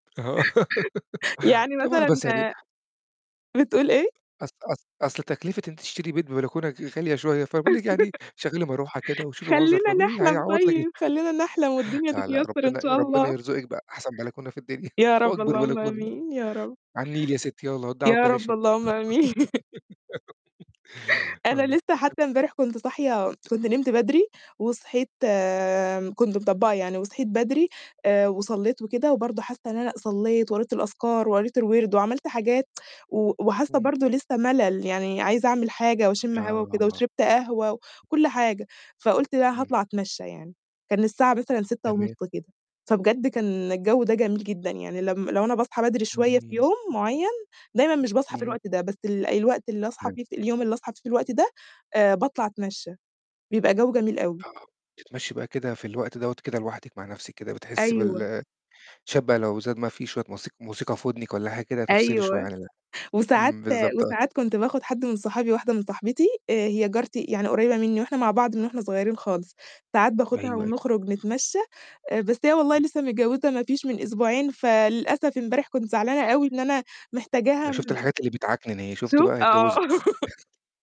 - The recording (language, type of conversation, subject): Arabic, podcast, إزاي تنظم روتين صباحي صحي يخليك تبدأ يومك صح؟
- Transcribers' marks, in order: laugh; laugh; chuckle; mechanical hum; laughing while speaking: "آمين"; laugh; giggle; unintelligible speech; tsk; unintelligible speech; tapping; unintelligible speech; unintelligible speech; unintelligible speech; laugh